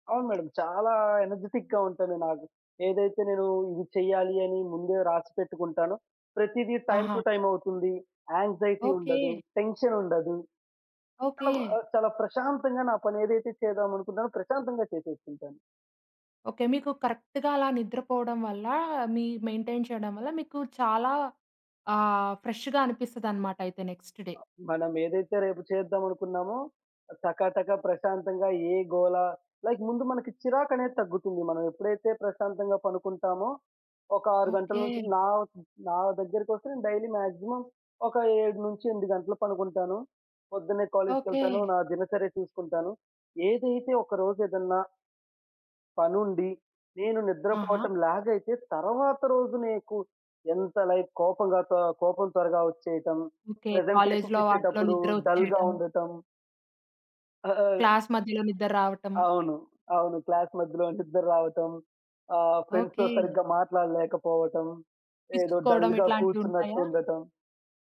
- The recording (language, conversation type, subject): Telugu, podcast, నిద్రకు మంచి క్రమశిక్షణను మీరు ఎలా ఏర్పరుచుకున్నారు?
- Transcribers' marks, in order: in English: "మేడమ్"; in English: "ఎనర్జిటిక్‌గా"; in English: "టైమ్ టు టైమ్"; in English: "యాంక్సైటీ"; in English: "టెన్షన్"; other background noise; in English: "కరెక్ట్‌గా"; in English: "మెయింటైన్"; in English: "ఫ్రెష్‌గా"; in English: "నెక్స్ట్ డే"; in English: "లైక్"; in English: "డైలీ మాక్సిమం"; in English: "ల్యాగ్"; in English: "లైక్"; in English: "ప్రజెంటేషన్స్"; in English: "డల్‌గా"; in English: "క్లాస్"; in English: "క్లాస్"; in English: "ఫ్రెండ్స్‌తో"; in English: "డల్‌గా"